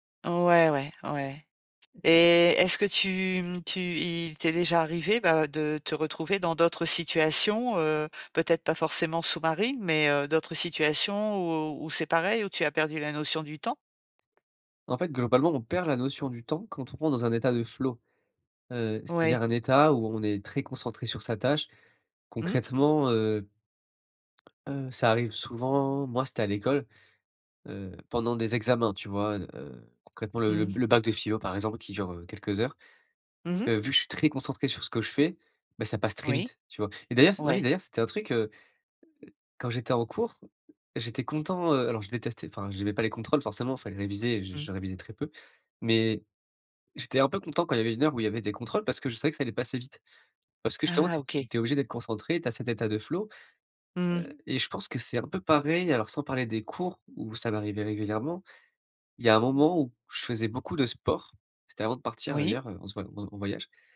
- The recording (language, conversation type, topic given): French, podcast, Raconte une séance où tu as complètement perdu la notion du temps ?
- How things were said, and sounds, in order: tapping; other background noise